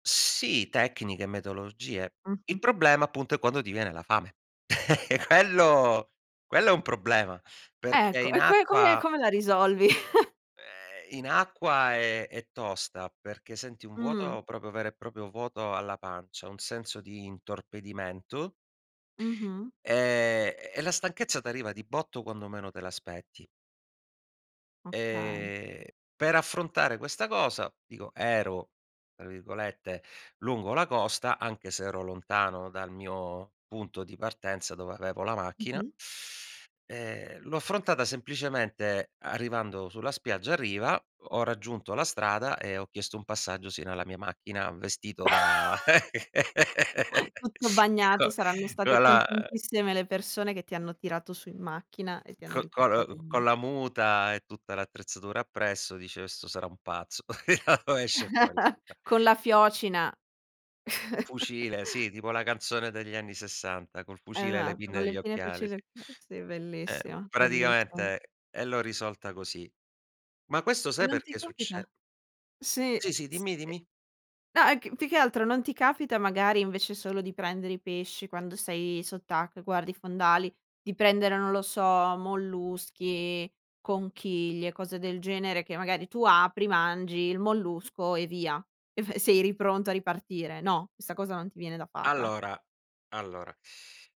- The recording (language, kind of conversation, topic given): Italian, podcast, Quale attività ti fa perdere la cognizione del tempo?
- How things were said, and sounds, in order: "metodologie" said as "metolologie"; chuckle; chuckle; "proprio" said as "propio"; "proprio" said as "propio"; drawn out: "e"; teeth sucking; laugh; laugh; tapping; other background noise; laugh; chuckle; chuckle; unintelligible speech